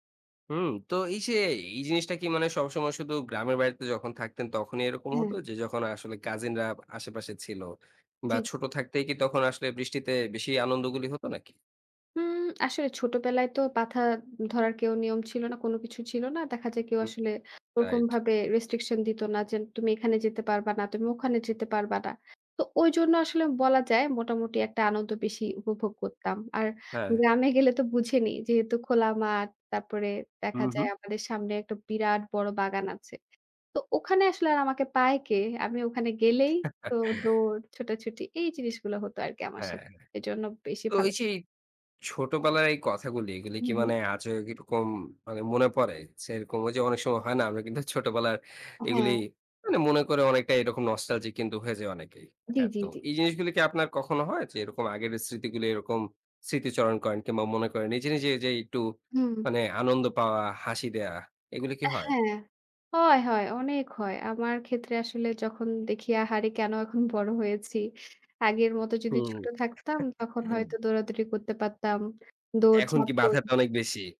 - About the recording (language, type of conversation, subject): Bengali, podcast, বৃষ্টি বা কোনো ঋতু নিয়ে আপনার সবচেয়ে প্রিয় স্মৃতি কী?
- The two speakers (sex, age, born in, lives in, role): female, 25-29, Bangladesh, Bangladesh, guest; male, 60-64, Bangladesh, Bangladesh, host
- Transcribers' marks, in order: chuckle; other background noise; chuckle